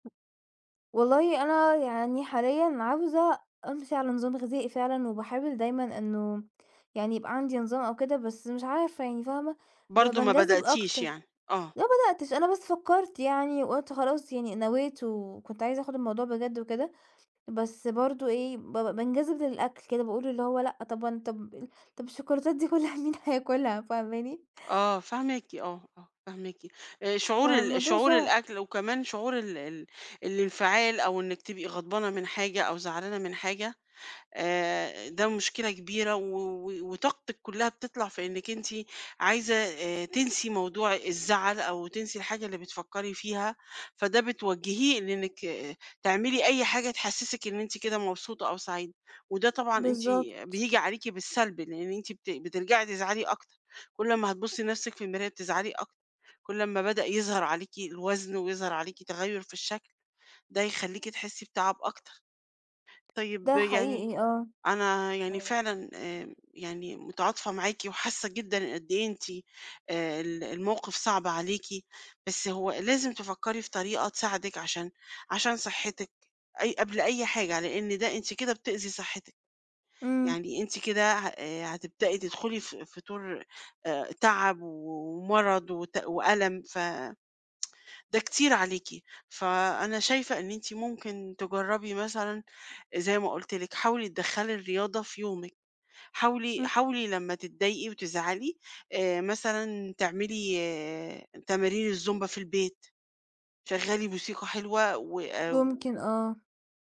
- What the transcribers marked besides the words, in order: tapping; laughing while speaking: "كُلّها مين هياكُلها؟ فاهماني؟"; tsk
- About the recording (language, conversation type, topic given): Arabic, advice, إزاي بتتعامل مع الأكل العاطفي لما بتكون متوتر أو زعلان؟